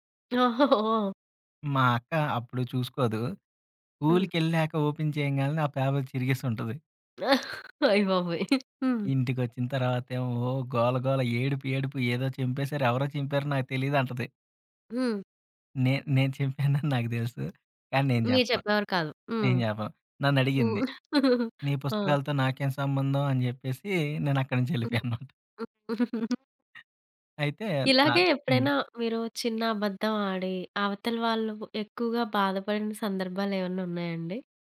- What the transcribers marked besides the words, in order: laugh; in English: "ఓపెన్"; tapping; laughing while speaking: "అయ్య బాబోయ్!"; other background noise; chuckle; giggle; chuckle; giggle
- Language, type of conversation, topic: Telugu, podcast, చిన్న అబద్ధాల గురించి నీ అభిప్రాయం ఏంటి?